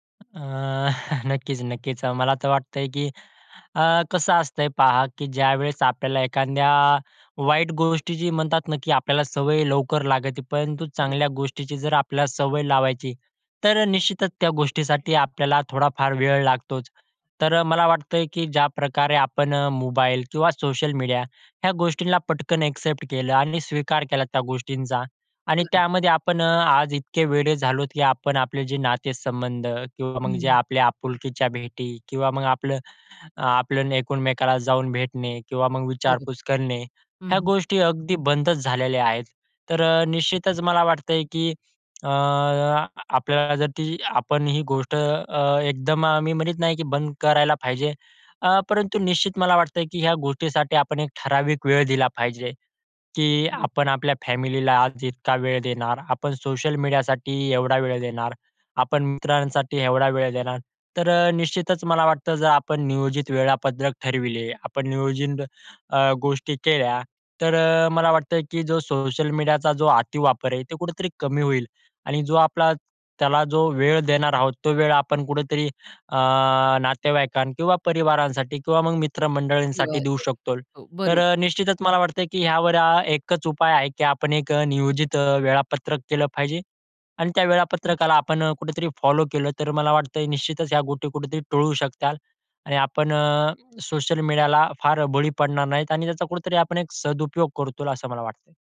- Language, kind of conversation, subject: Marathi, podcast, सोशल मीडियाने तुमच्या दैनंदिन आयुष्यात कोणते बदल घडवले आहेत?
- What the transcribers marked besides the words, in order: chuckle; in English: "ॲक्सेप्ट"; other background noise; unintelligible speech; in English: "फॉलो"; "शकतील" said as "शकताल"